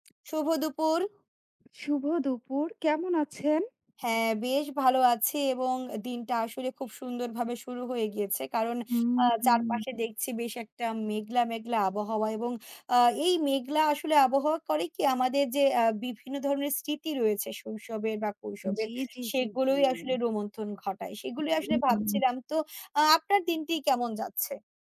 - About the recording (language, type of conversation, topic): Bengali, unstructured, আপনার শৈশবের সবচেয়ে মিষ্টি স্মৃতি কোনটি?
- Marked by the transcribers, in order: other background noise; horn; "কৈশোরের" said as "কৌশবের"